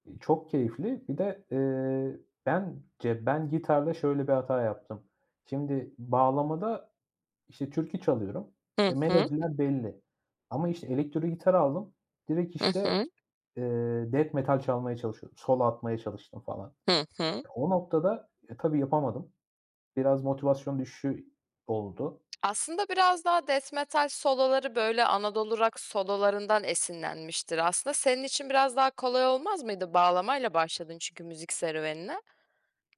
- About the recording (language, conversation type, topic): Turkish, podcast, Müziğe ilgi duymaya nasıl başladın?
- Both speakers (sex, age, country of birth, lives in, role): female, 25-29, Turkey, Germany, host; male, 25-29, Turkey, Poland, guest
- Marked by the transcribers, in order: other background noise